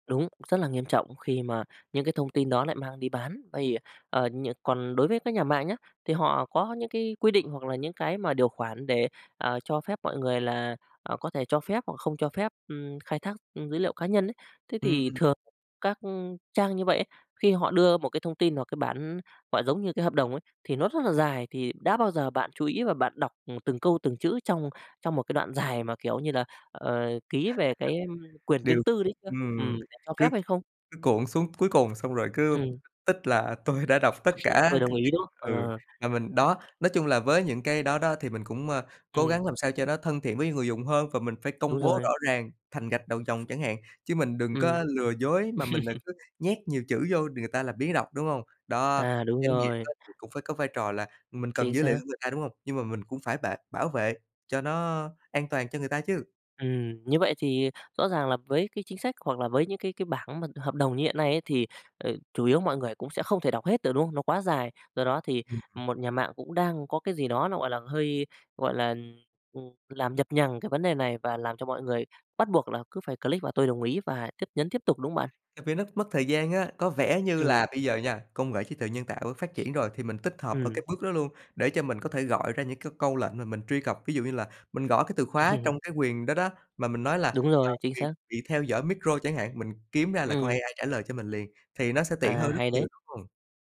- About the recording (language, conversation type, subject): Vietnamese, podcast, Bạn có nghĩ rằng dữ liệu cá nhân sẽ được kiểm soát tốt hơn trong tương lai không?
- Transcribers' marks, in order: other background noise; chuckle; tapping; unintelligible speech; chuckle; laugh; in English: "click"; sniff; laughing while speaking: "Ừm"; in English: "micro"